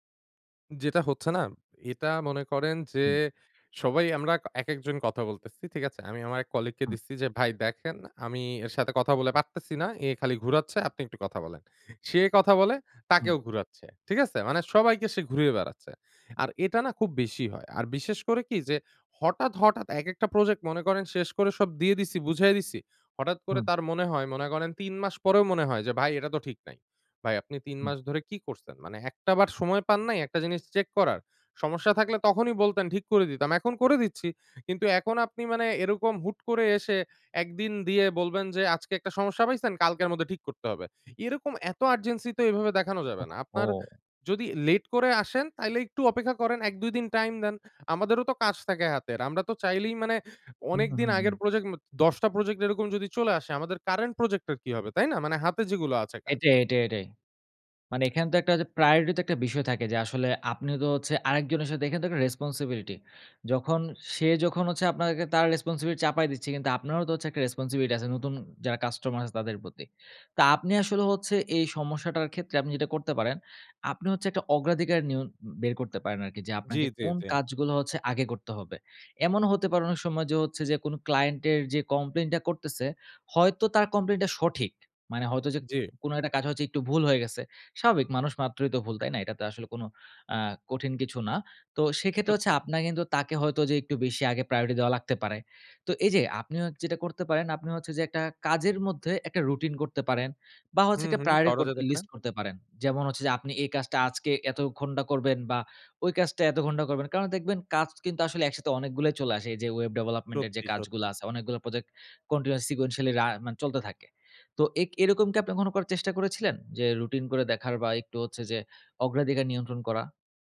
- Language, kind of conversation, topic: Bengali, advice, হঠাৎ জরুরি কাজ এসে আপনার ব্যবস্থাপনা ও পরিকল্পনা কীভাবে বিঘ্নিত হয়?
- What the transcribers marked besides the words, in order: in English: "colleague"; in English: "urgency"; in English: "current"; tongue click; in English: "priority"; in English: "responsibility"; in English: "responsibility"; in English: "responsibility"; in English: "client"; in English: "priority"; in English: "প্রায়োরি"; "priority" said as "প্রায়োরি"; in English: "continuous sequentially"